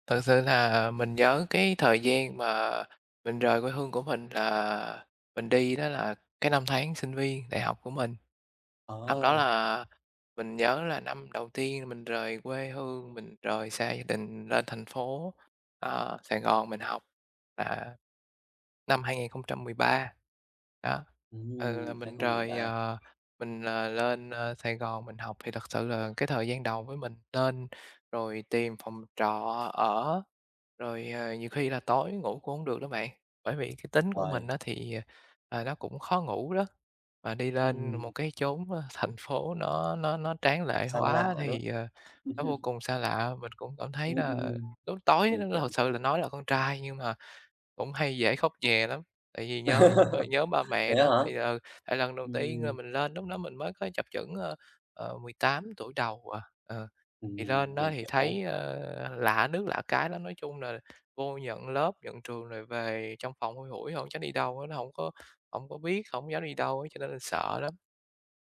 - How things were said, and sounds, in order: other background noise; tapping; laugh; alarm; laugh
- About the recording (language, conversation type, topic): Vietnamese, podcast, Lần đầu tiên rời quê đi xa, bạn cảm thấy thế nào?
- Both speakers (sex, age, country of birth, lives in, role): male, 25-29, Vietnam, Vietnam, host; other, 60-64, Vietnam, Vietnam, guest